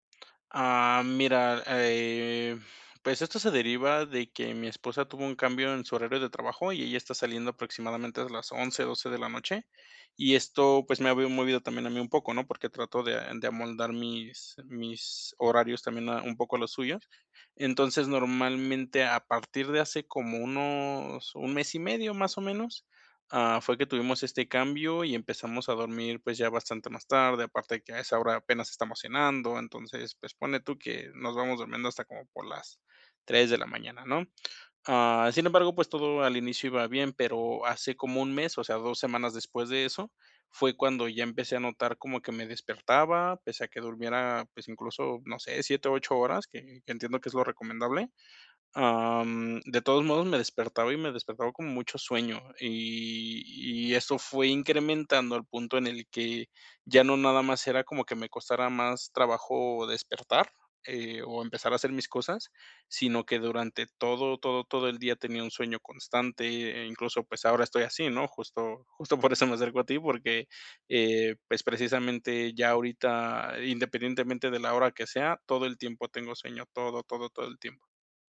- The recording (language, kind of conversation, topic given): Spanish, advice, ¿Por qué, aunque he descansado, sigo sin energía?
- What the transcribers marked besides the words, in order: laughing while speaking: "justo"